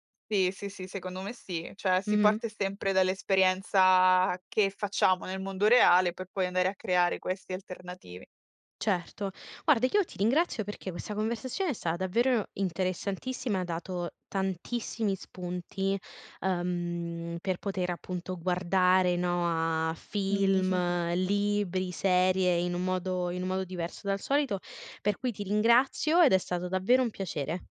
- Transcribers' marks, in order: laughing while speaking: "Mh"; chuckle
- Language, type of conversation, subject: Italian, podcast, Come si costruisce un mondo credibile in un film?